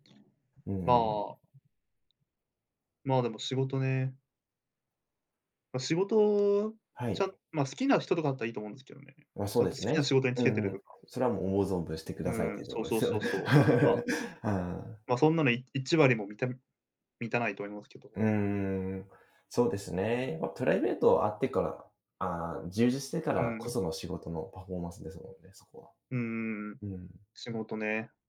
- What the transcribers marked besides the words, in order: none
- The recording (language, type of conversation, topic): Japanese, unstructured, 仕事とプライベートの時間は、どちらを優先しますか？